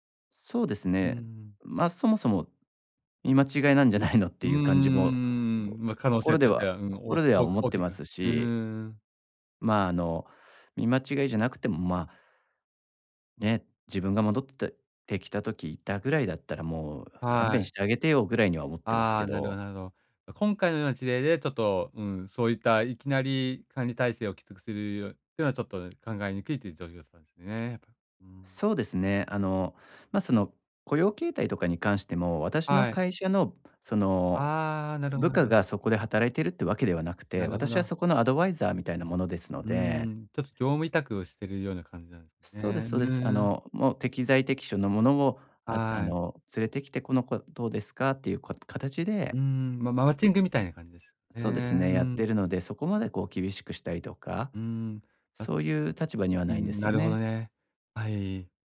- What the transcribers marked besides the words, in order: chuckle; unintelligible speech; unintelligible speech; other background noise
- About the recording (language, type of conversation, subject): Japanese, advice, 職場で失った信頼を取り戻し、関係を再構築するにはどうすればよいですか？